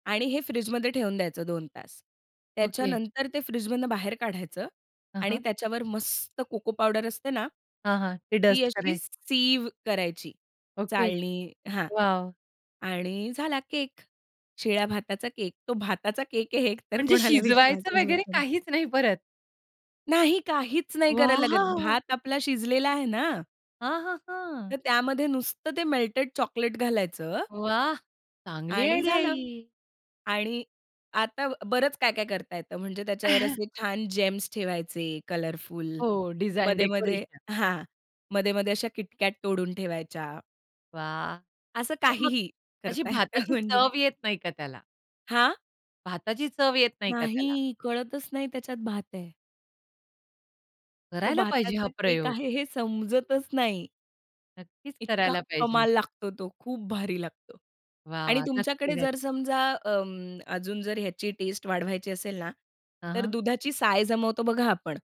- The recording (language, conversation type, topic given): Marathi, podcast, उरलेले अन्न चांगले कसे पुन्हा वापरता?
- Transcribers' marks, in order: stressed: "मस्त"; in English: "डस्ट"; in English: "सीव्ह"; laughing while speaking: "हे एकतर कोणाला विश्वासच बसाय"; anticipating: "म्हणजे शिजवायचं वगैरे काहीच नाही परत?"; anticipating: "नाही, काहीच नाही करायला लागत. भात आपला शिजलेला आहे ना"; joyful: "वॉव!"; in English: "आयडिया"; chuckle; in English: "कलरफुल"; laughing while speaking: "करता येतं म्हणजे"